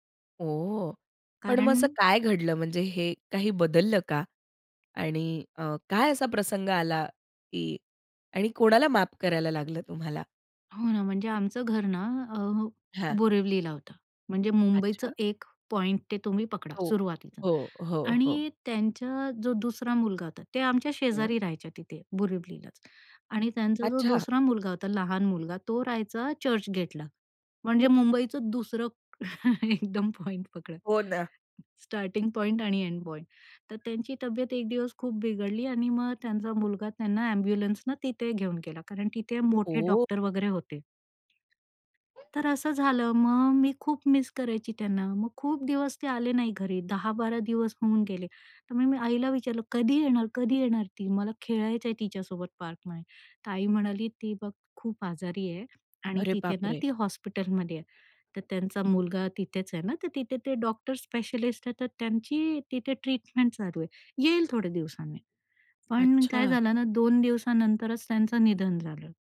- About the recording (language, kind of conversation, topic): Marathi, podcast, तुम्ही शांतपणे कोणाला माफ केलं तो क्षण कोणता होता?
- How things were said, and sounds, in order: tapping; chuckle; other background noise